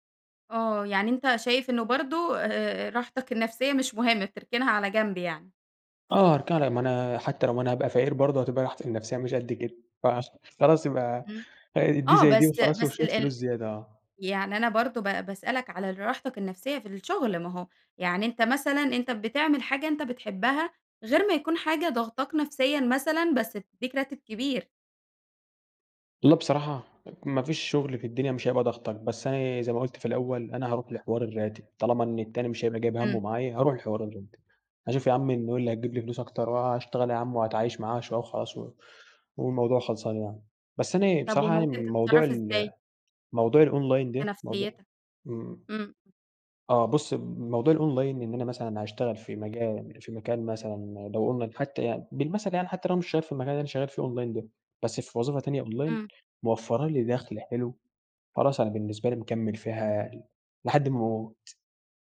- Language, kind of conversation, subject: Arabic, podcast, إزاي تختار بين شغفك وبين مرتب أعلى؟
- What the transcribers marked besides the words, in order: tapping; in English: "الonline"; in English: "الonline"; in English: "online"; in English: "online"